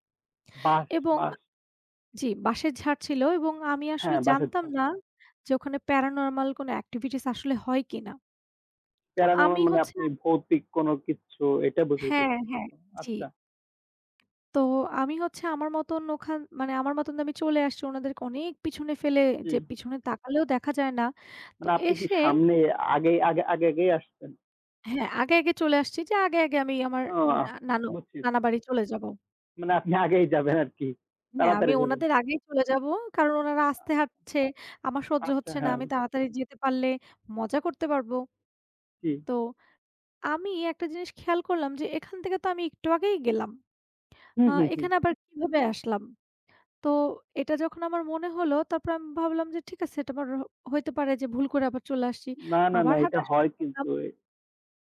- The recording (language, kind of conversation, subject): Bengali, unstructured, শৈশবে আপনি কোন জায়গায় ঘুরতে যেতে সবচেয়ে বেশি ভালোবাসতেন?
- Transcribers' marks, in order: other background noise; tapping; laughing while speaking: "আগেই যাবেন আরকি"